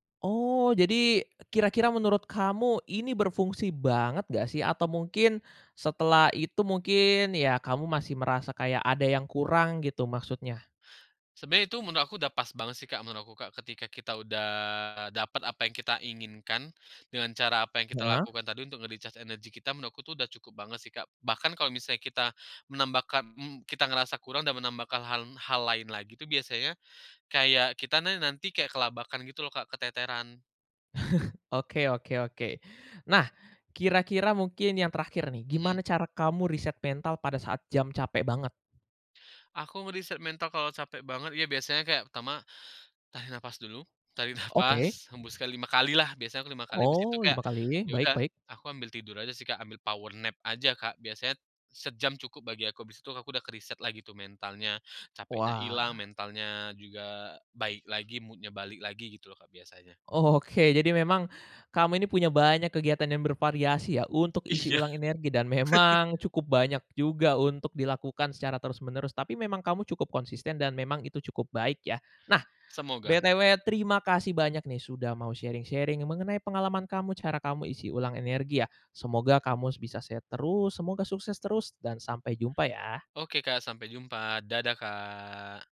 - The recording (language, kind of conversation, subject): Indonesian, podcast, Bagaimana kamu biasanya mengisi ulang energi setelah hari yang melelahkan?
- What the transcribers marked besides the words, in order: stressed: "banget"; in English: "nge-recharge"; chuckle; inhale; other background noise; in English: "power nap"; in English: "mood-nya"; tapping; laughing while speaking: "Iya"; chuckle; in English: "btw"; in English: "sharing-sharing"; drawn out: "Kak"